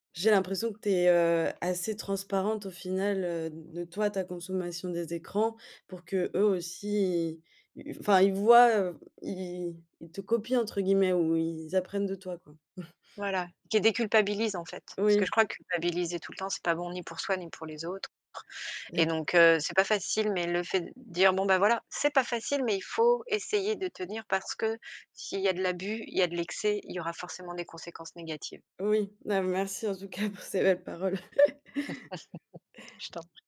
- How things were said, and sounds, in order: tapping; other background noise; chuckle; chuckle; laughing while speaking: "cas pour ces belles paroles"; laugh; chuckle
- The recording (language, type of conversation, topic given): French, podcast, Quelles habitudes numériques t’aident à déconnecter ?